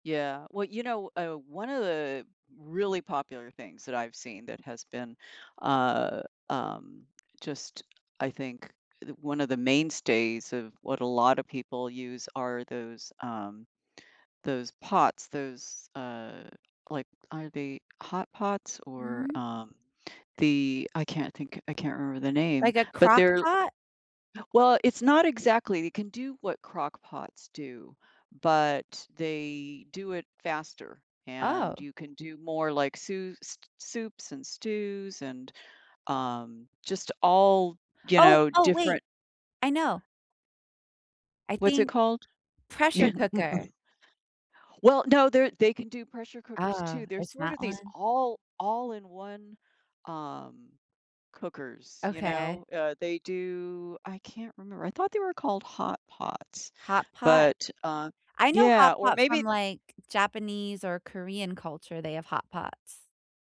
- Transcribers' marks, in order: laughing while speaking: "Y"; laugh; drawn out: "do"; other background noise
- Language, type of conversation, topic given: English, unstructured, What is something surprising about the way we cook today?
- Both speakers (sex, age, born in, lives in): female, 30-34, United States, United States; female, 65-69, United States, United States